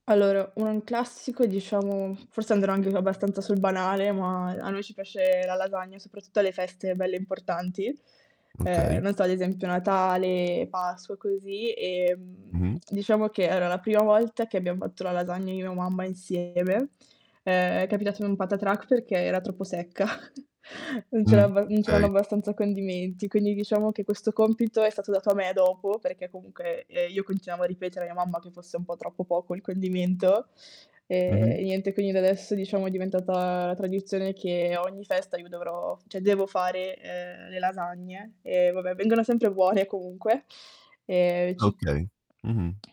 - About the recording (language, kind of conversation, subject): Italian, podcast, Qual è il ruolo dei pasti in famiglia nella vostra vita quotidiana?
- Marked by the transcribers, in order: distorted speech; chuckle; other background noise